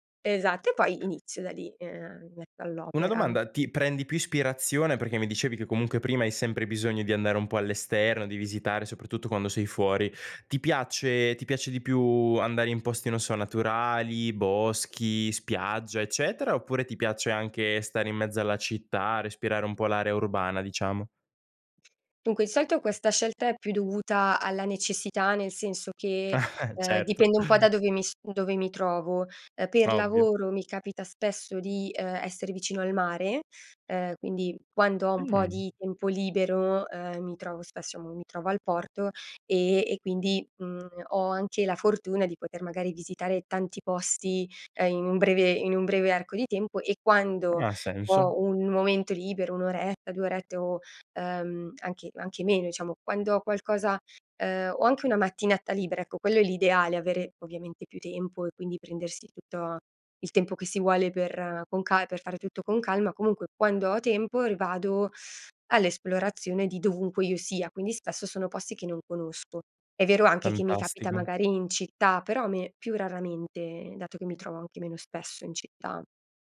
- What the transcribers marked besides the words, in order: other background noise; chuckle; tapping
- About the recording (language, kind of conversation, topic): Italian, podcast, Hai una routine o un rito prima di metterti a creare?